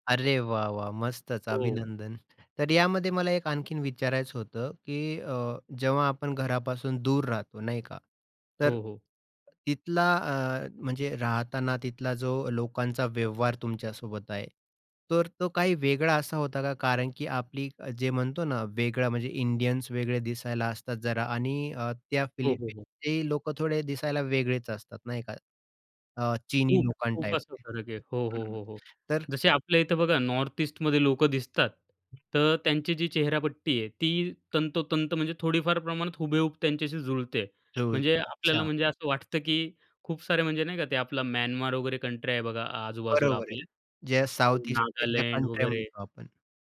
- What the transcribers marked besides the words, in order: other noise; tapping; unintelligible speech; other background noise; unintelligible speech
- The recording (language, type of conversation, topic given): Marathi, podcast, परदेशात तुम्हाला अशी कोणती शिकवण मिळाली जी आजही तुमच्या उपयोगी पडते?